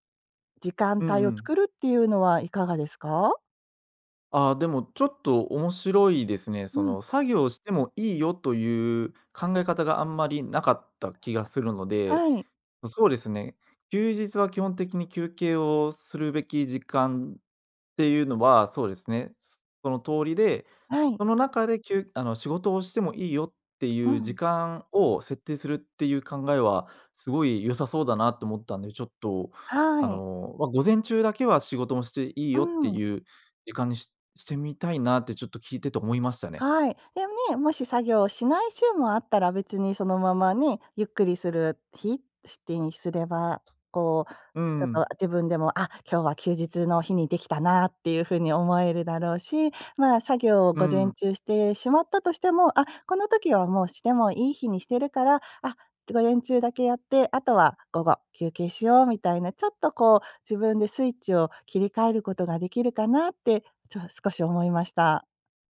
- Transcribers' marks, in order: other background noise
- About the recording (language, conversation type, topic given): Japanese, advice, 週末にだらけてしまう癖を変えたい